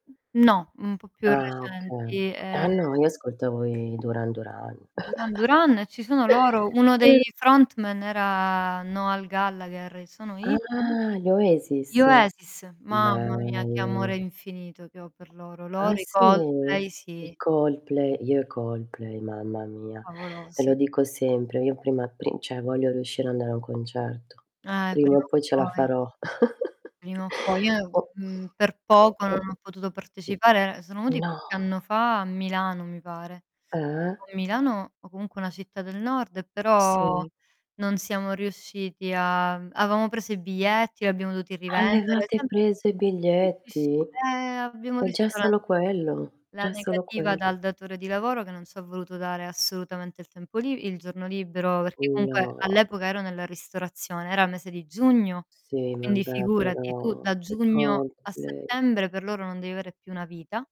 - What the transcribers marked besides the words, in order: other background noise; distorted speech; tapping; chuckle; unintelligible speech; drawn out: "Ah"; drawn out: "Bello"; "cioè" said as "ceh"; chuckle; unintelligible speech; surprised: "No"; unintelligible speech
- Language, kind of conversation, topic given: Italian, unstructured, In che modo sono cambiati i tuoi gusti musicali dall’infanzia?